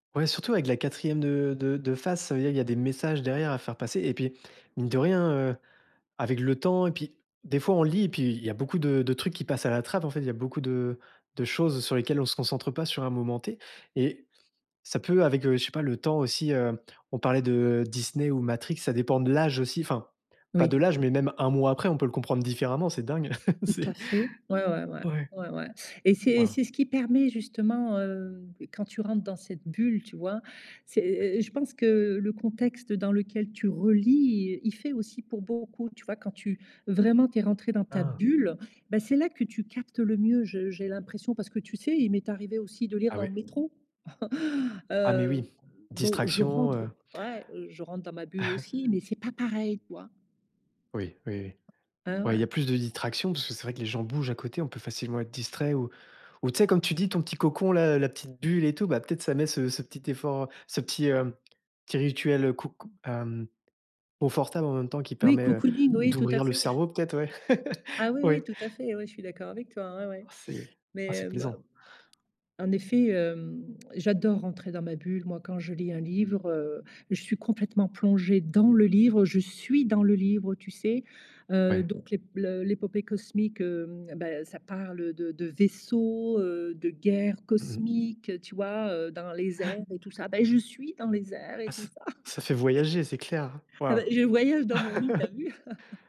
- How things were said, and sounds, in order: stressed: "l'âge"; other background noise; laugh; stressed: "bulle"; chuckle; chuckle; stressed: "pareil"; tapping; chuckle; laugh; stressed: "dans"; stressed: "suis"; stressed: "vaisseaux"; stressed: "airs"; chuckle; laugh; chuckle
- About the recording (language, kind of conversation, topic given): French, podcast, Comment fais-tu pour te mettre dans ta bulle quand tu lis un livre ?